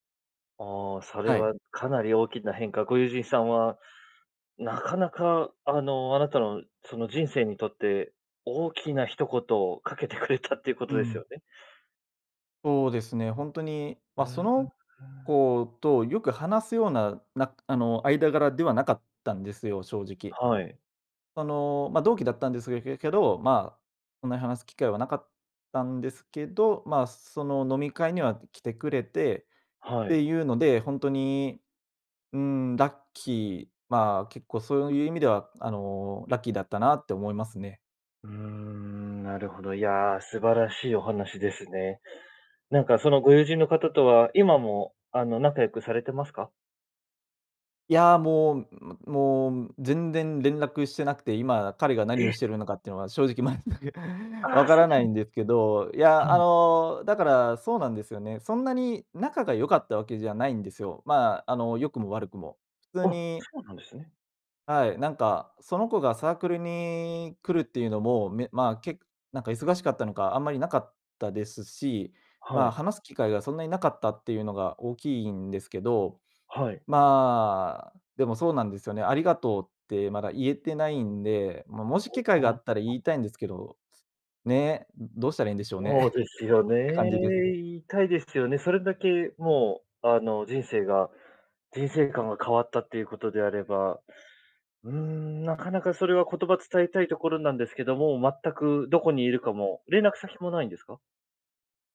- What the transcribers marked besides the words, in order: tapping; laughing while speaking: "全く"; unintelligible speech; chuckle
- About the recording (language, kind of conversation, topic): Japanese, podcast, 誰かの一言で人生の進む道が変わったことはありますか？